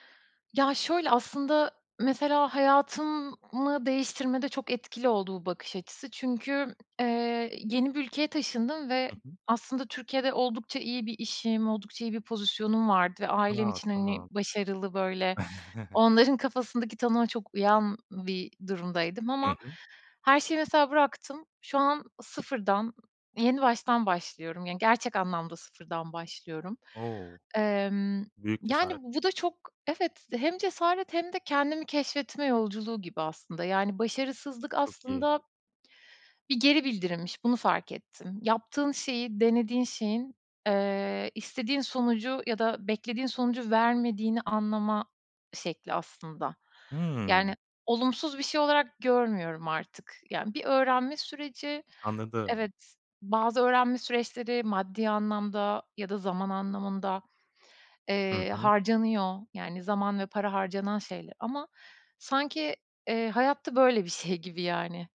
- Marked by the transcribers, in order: chuckle
- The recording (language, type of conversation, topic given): Turkish, podcast, Başarısızlıktan sonra nasıl toparlanırsın?